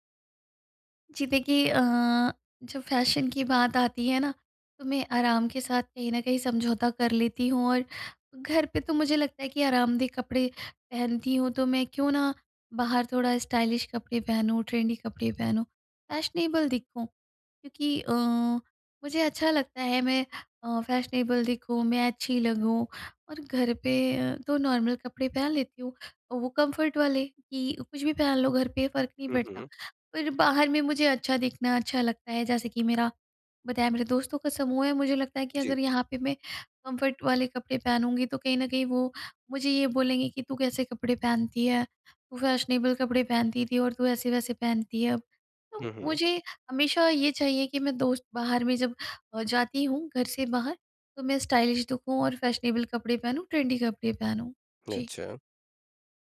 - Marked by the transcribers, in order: in English: "फैशन"; in English: "स्टाइलिश"; in English: "ट्रेंडी"; in English: "फैशनेबल"; in English: "फैशनेबल"; in English: "नॉर्मल"; in English: "कम्फर्ट"; in English: "कम्फर्ट"; in English: "फैशनेबल"; in English: "स्टाइलिश"; in English: "फैशनेबल"; in English: "ट्रेंडी"
- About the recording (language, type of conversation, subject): Hindi, advice, कम बजट में मैं अच्छा और स्टाइलिश कैसे दिख सकता/सकती हूँ?